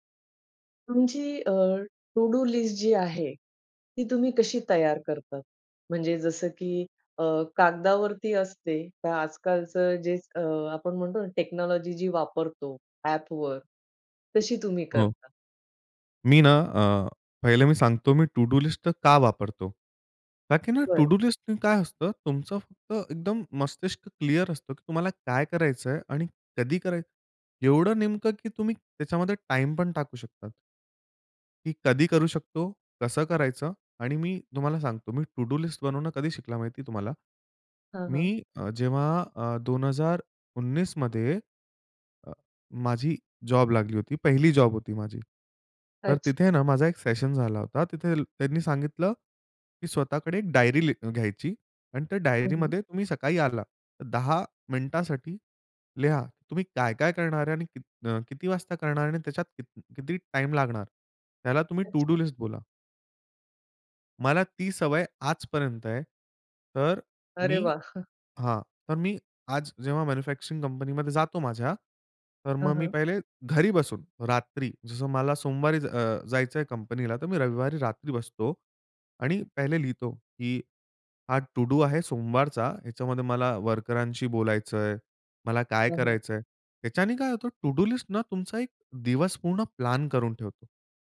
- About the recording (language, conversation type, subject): Marathi, podcast, तुम्ही तुमची कामांची यादी व्यवस्थापित करताना कोणते नियम पाळता?
- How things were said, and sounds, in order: in English: "टु डू लिस्ट"; in English: "टेक्नॉलॉजी"; in English: "टु डू लिस्ट"; in English: "टु डू लिस्ट"; in English: "टु डू लिस्ट"; tapping; in English: "सेशन"; in English: "टु डू लिस्ट"; other noise; chuckle; in English: "मॅन्युफॅक्चरिंग कंपनीमध्ये"; in English: "टू डू"; in English: "टू डू लिस्टनं"